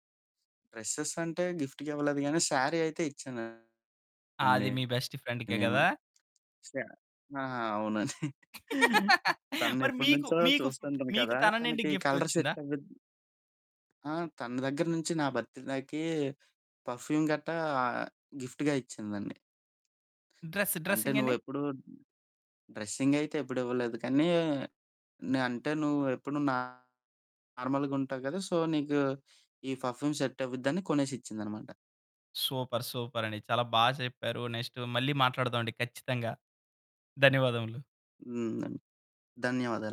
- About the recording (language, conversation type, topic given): Telugu, podcast, మీకు మీకంటూ ఒక ప్రత్యేక శైలి (సిగ్నేచర్ లుక్) ఏర్పరుచుకోవాలనుకుంటే, మీరు ఎలా మొదలు పెడతారు?
- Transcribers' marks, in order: in English: "గిఫ్ట్‌గా"; in English: "శారీ"; in English: "బెస్ట్ ఫ్రెండ్‌కే"; distorted speech; other background noise; chuckle; laugh; in English: "గిఫ్ట్"; in English: "కలర్ సెట్"; in English: "భర్తడే‌కి పర్ఫ్యూమ్"; in English: "గిఫ్ట్‌గా"; in English: "నార్మల్‌గా"; in English: "సో"; in English: "సూపర్. సూపర్"